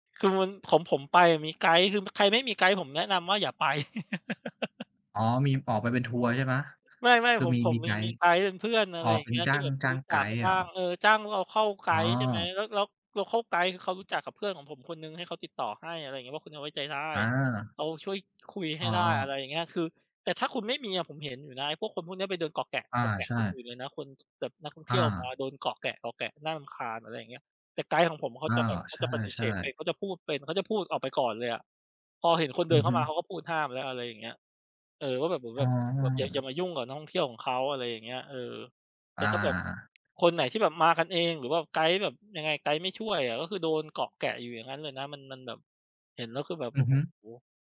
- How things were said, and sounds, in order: chuckle; in English: "โลคัล"; in English: "โลคัล"
- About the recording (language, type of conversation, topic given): Thai, unstructured, ทำไมข่าวปลอมถึงแพร่กระจายได้ง่ายในปัจจุบัน?